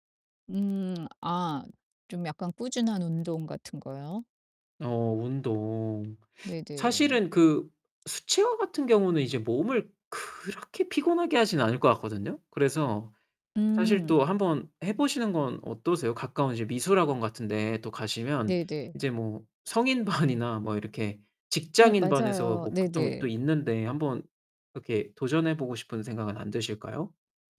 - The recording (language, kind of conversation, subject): Korean, advice, 여가 시간 없이 매일 바쁘게만 지내는 상황을 어떻게 느끼시나요?
- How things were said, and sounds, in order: distorted speech; other background noise; laughing while speaking: "성인반이나"